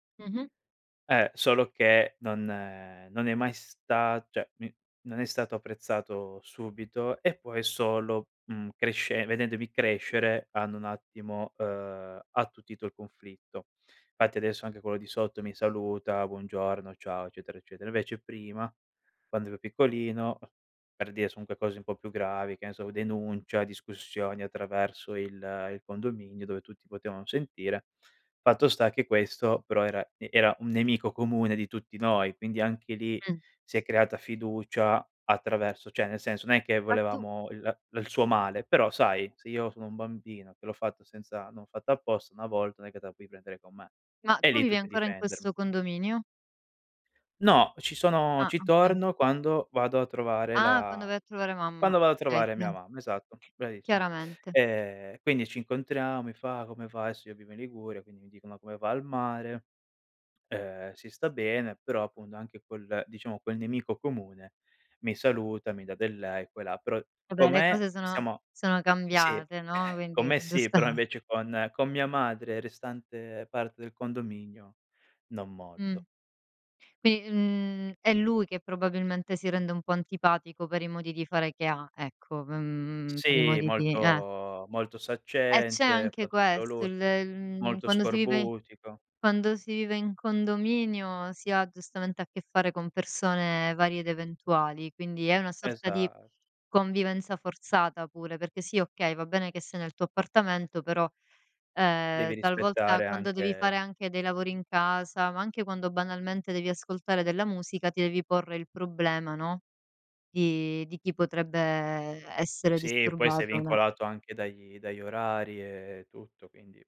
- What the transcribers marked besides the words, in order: "cioè" said as "ceh"; "unque" said as "comunque"; tapping; "cioè" said as "ceh"; "okay" said as "oka"; "Okay" said as "kay"; "Adesso" said as "aesso"; "appunto" said as "appundo"; "con" said as "co"; chuckle; unintelligible speech; "Quindi" said as "quini"; drawn out: "molto"
- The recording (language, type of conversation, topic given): Italian, podcast, Come si crea fiducia tra vicini, secondo te?